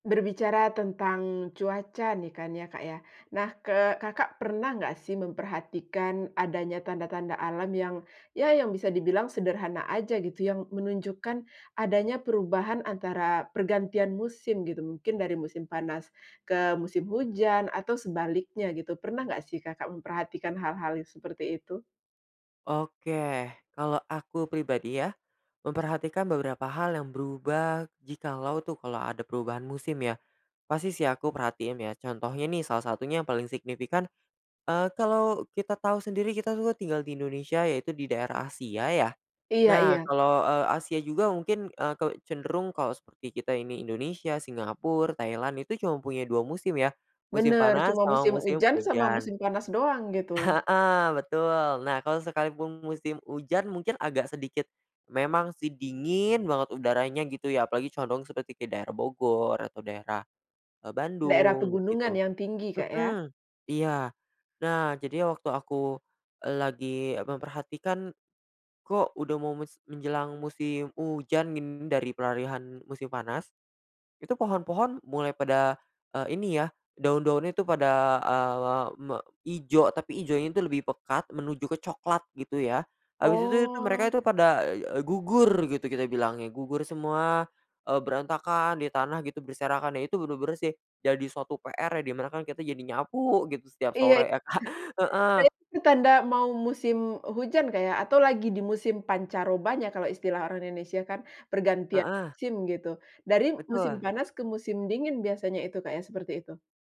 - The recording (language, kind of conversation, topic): Indonesian, podcast, Apa saja tanda alam sederhana yang menunjukkan musim akan segera berubah?
- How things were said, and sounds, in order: laughing while speaking: "heeh"; "peralihan" said as "pelarihan"; tapping